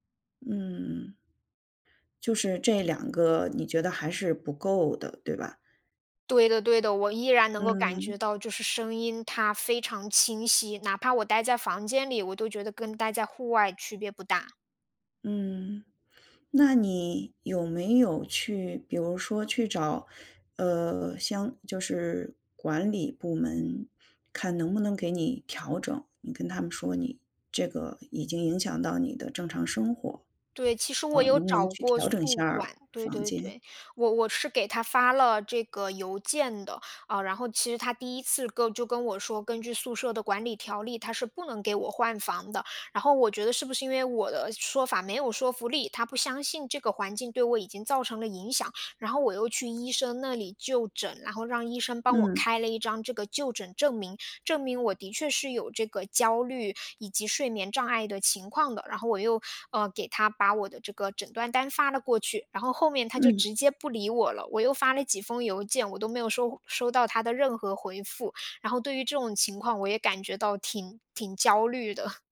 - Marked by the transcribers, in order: other background noise; sniff; sniff; laughing while speaking: "的"
- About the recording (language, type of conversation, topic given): Chinese, advice, 你在新环境中缺乏安全感并在夜间感到焦虑时，通常会有什么感受？